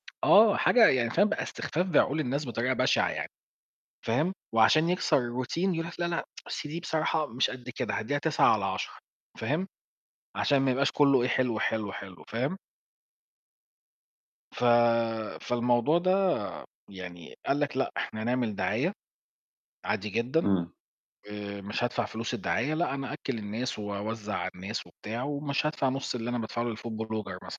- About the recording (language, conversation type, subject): Arabic, unstructured, هل إعلانات التلفزيون بتستخدم خداع عشان تجذب المشاهدين؟
- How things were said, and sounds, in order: tapping; in English: "الroutine"; tsk; in English: "للfood blogger"